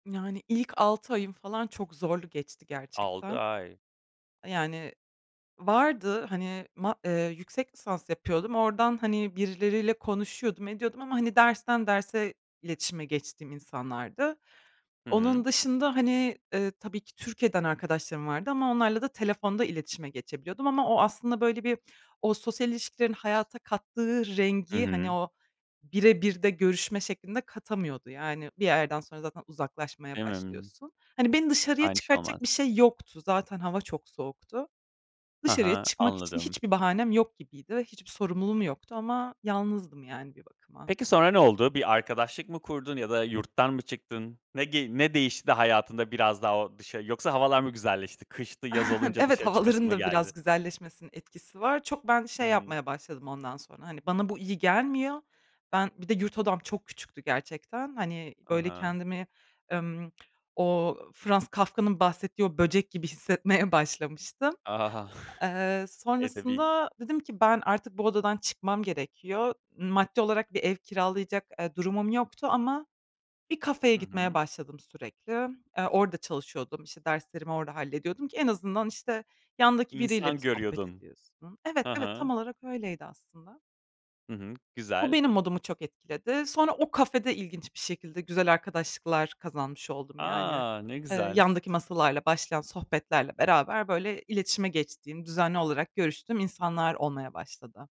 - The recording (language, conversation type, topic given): Turkish, podcast, Sosyal ilişkilerin sağlığımız üzerinde nasıl bir etkisi var?
- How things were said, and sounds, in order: tapping; other background noise; chuckle; laughing while speaking: "Ah"